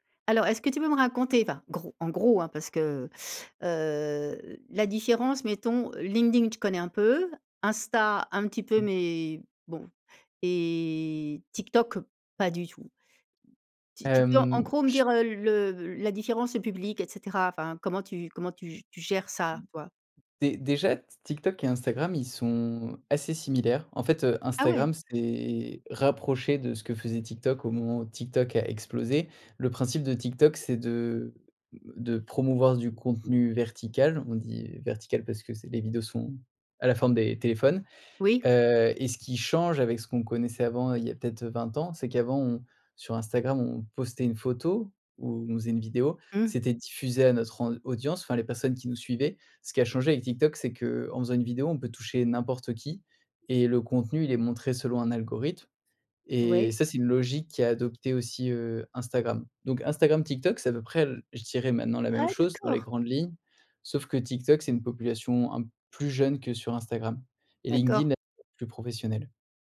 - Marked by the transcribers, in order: unintelligible speech
- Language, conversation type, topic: French, podcast, Qu’est-ce qui, selon toi, fait un bon storytelling sur les réseaux sociaux ?